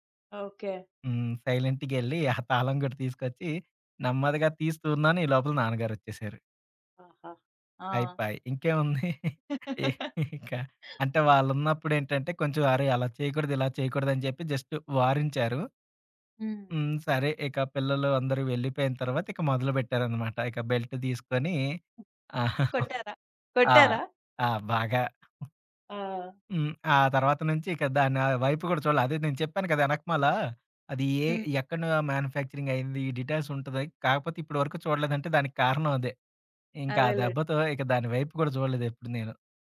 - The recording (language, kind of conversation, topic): Telugu, podcast, ఇంట్లో మీకు అత్యంత విలువైన వస్తువు ఏది, ఎందుకు?
- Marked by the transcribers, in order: giggle; laugh; in English: "జస్ట్"; in English: "బెల్ట్"; giggle; in English: "డీటైల్స్"